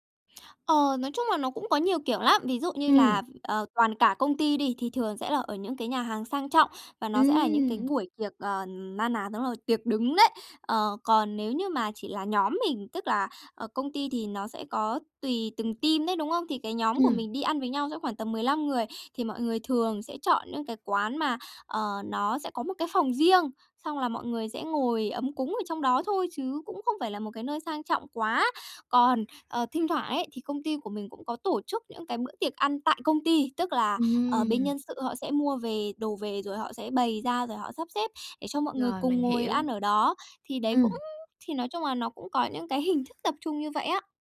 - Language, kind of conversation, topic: Vietnamese, advice, Làm sao để tôi dễ hòa nhập hơn khi tham gia buổi gặp mặt?
- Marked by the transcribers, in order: in English: "team"; other background noise